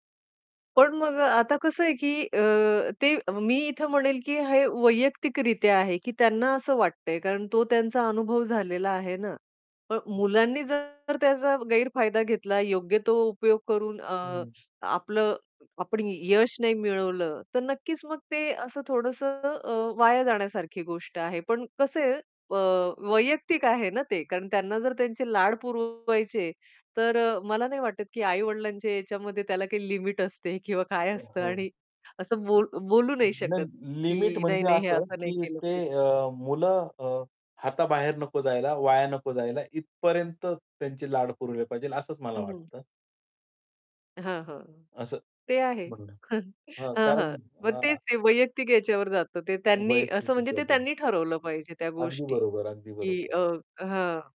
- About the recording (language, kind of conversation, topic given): Marathi, podcast, कधी निर्णय सामूहिक घ्यावा आणि कधी वैयक्तिक घ्यावा हे तुम्ही कसे ठरवता?
- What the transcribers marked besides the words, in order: other noise; distorted speech; static; laughing while speaking: "लिमिट असते किंवा काय असतं"; other background noise; chuckle; unintelligible speech